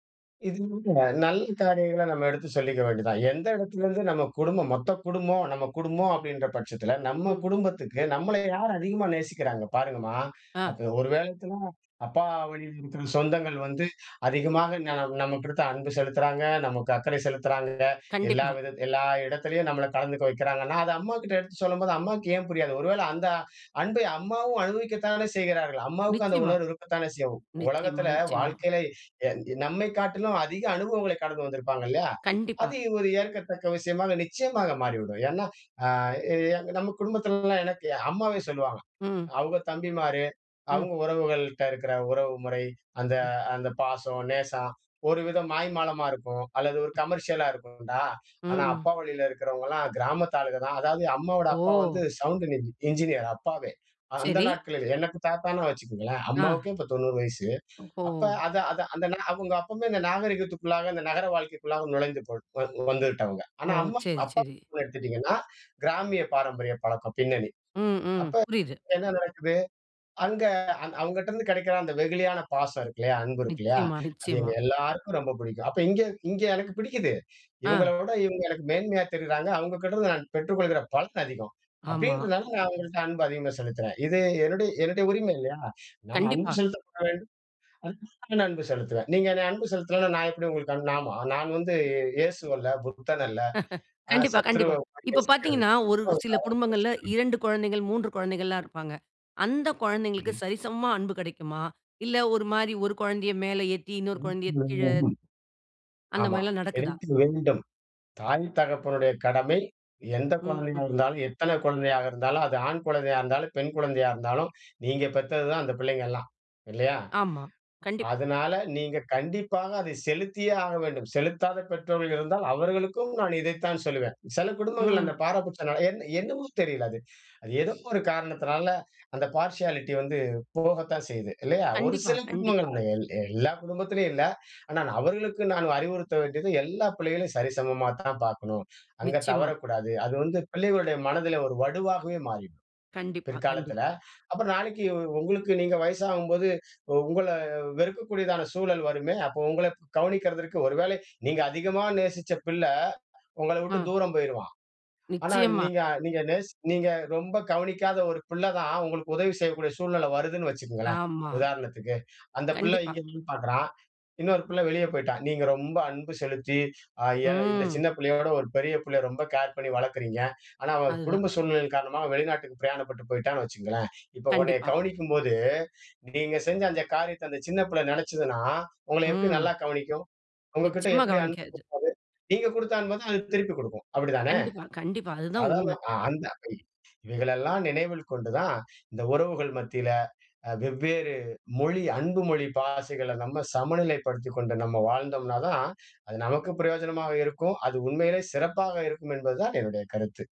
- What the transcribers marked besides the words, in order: "வேண்டியது" said as "வேண்டிது"; inhale; other noise; inhale; inhale; inhale; in English: "கமர்ஷியலா"; other background noise; inhale; inhale; inhale; unintelligible speech; chuckle; inhale; unintelligible speech; drawn out: "ம்"; chuckle; inhale; inhale; in English: "பார்ஷியாலிட்டி"; inhale; inhale; "கண்டிப்பா" said as "கண்டிப்"; "உங்களை" said as "உங்கள"; "பிள்ளை" said as "புள்ள"; in English: "கேர்"; inhale; inhale; "காரியத்தை" said as "காரியத்த"; "பிள்ளை" said as "புள்ள"; "உங்களை" said as "உங்கள"; unintelligible speech; inhale
- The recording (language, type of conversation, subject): Tamil, podcast, அன்பை வெளிப்படுத்தும் முறைகள் வேறுபடும் போது, ஒருவருக்கொருவர் தேவைகளைப் புரிந்து சமநிலையாக எப்படி நடந்து கொள்கிறீர்கள்?